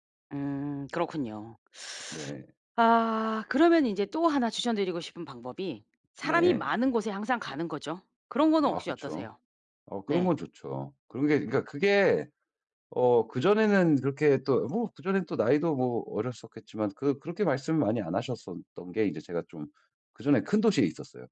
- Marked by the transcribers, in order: other background noise
- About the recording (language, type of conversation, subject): Korean, advice, 가족의 기대와 제 가치관을 현실적으로 어떻게 조율하면 좋을까요?